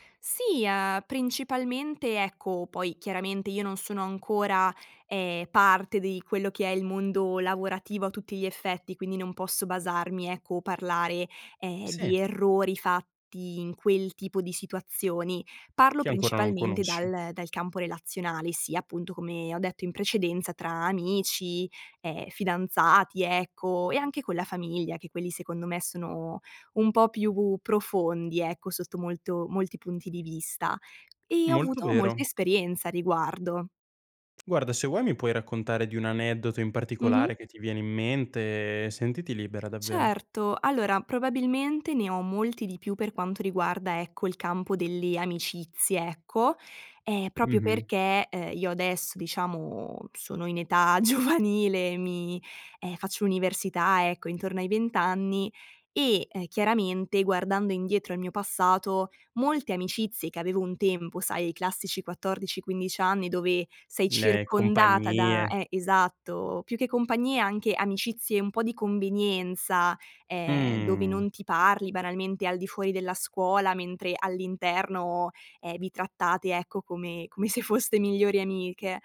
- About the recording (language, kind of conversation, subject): Italian, podcast, Come si può ricostruire la fiducia dopo un errore?
- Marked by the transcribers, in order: "proprio" said as "propio"; laughing while speaking: "giovanile"; "convenienza" said as "conbenienza"; drawn out: "Mh"